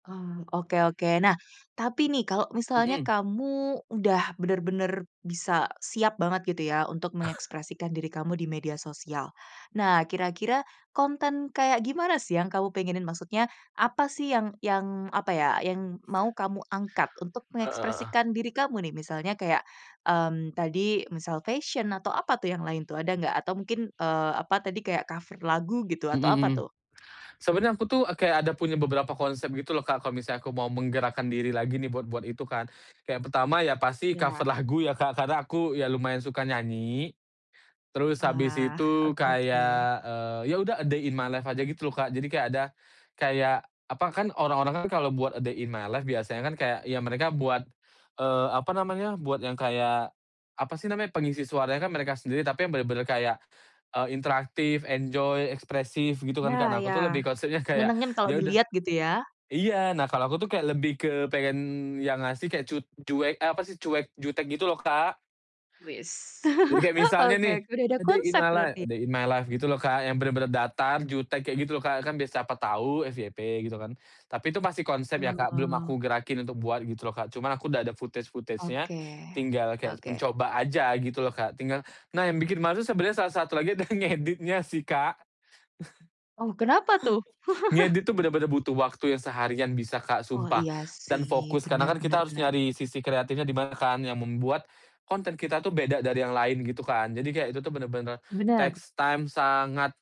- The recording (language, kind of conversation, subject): Indonesian, podcast, Pernahkah kamu merasa takut mengekspresikan diri, dan apa alasannya?
- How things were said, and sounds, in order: chuckle; other background noise; in English: "a day in my life"; in English: "a day in my life"; in English: "enjoy"; in English: "A day in my life a day in my life"; laugh; in English: "footage-footagenya"; laughing while speaking: "ngeditnya"; chuckle; chuckle; in English: "takes time"